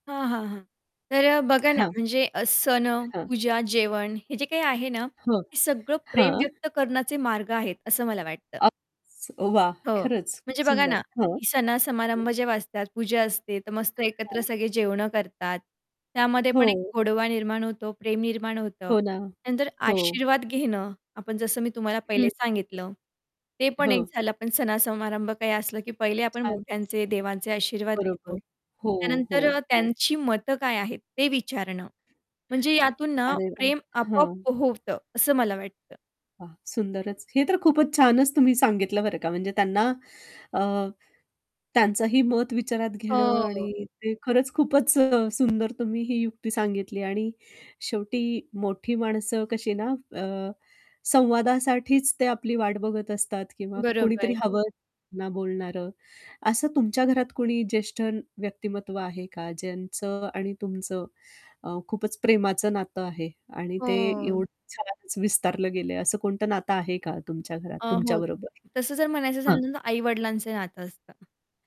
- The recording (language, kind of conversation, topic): Marathi, podcast, जुन्या पिढीला प्रेम व्यक्त करण्याचे वेगवेगळे मार्ग आपण कसे समजावून सांगाल?
- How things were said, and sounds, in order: tapping; static; other background noise; distorted speech; mechanical hum; unintelligible speech